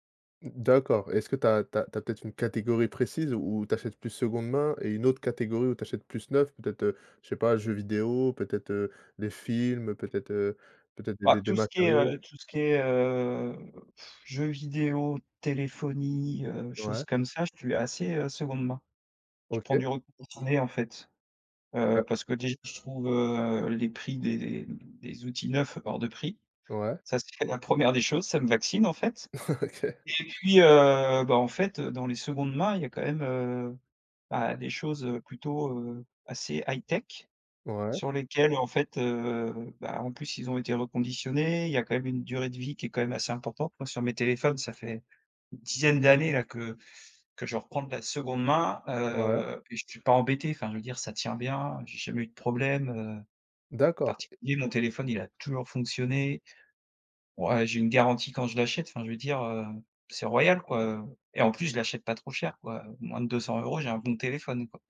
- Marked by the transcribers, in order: other background noise; drawn out: "heu"; blowing; tapping; laughing while speaking: "Ouais OK"
- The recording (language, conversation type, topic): French, podcast, Préfères-tu acheter neuf ou d’occasion, et pourquoi ?